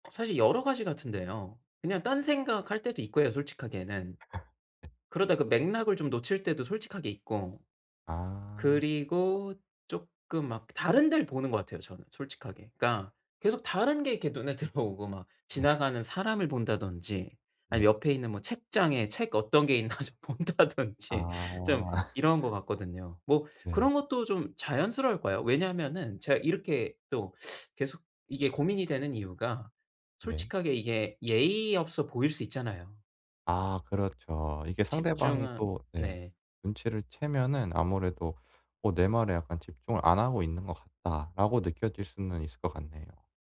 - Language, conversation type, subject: Korean, advice, 대화 중에 집중이 잘 안 될 때 어떻게 하면 집중을 유지할 수 있나요?
- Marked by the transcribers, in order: tapping; laugh; laughing while speaking: "들어오고"; laughing while speaking: "네"; laughing while speaking: "있나 좀 본다든지"; laugh; other background noise